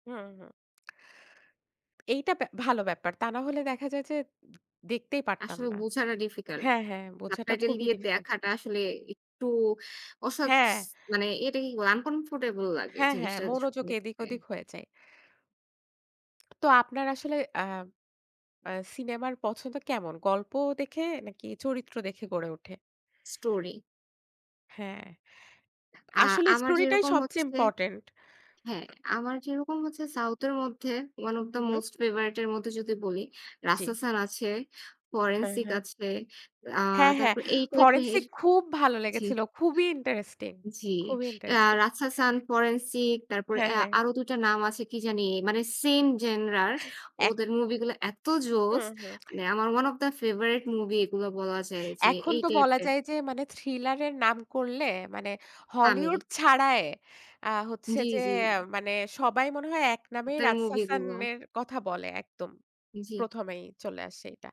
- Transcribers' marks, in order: tapping; in English: "difficult। subtitle"; in English: "difficult"; in English: "uncomfortable"; in English: "one of the most favorite"; in English: "Forensic"; in English: "interesting"; in English: "interesting"; in English: "one of the favorite movie"
- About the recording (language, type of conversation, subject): Bengali, unstructured, আপনি সবচেয়ে বেশি কোন ধরনের সিনেমা দেখতে পছন্দ করেন?